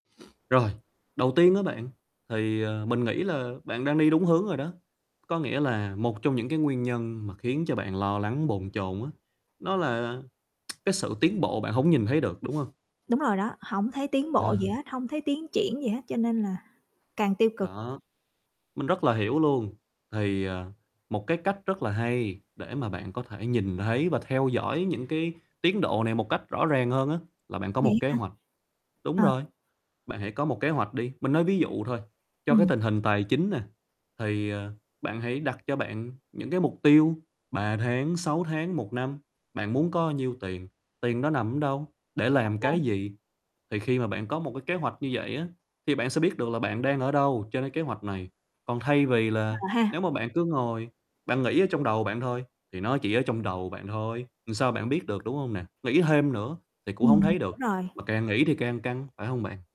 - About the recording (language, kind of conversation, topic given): Vietnamese, advice, Làm sao để chấp nhận những cảm xúc tiêu cực mà không tự phán xét bản thân?
- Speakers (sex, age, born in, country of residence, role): female, 35-39, Vietnam, Vietnam, user; male, 25-29, Vietnam, Vietnam, advisor
- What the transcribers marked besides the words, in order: other background noise; tsk; distorted speech; "làm" said as "ừn"; tapping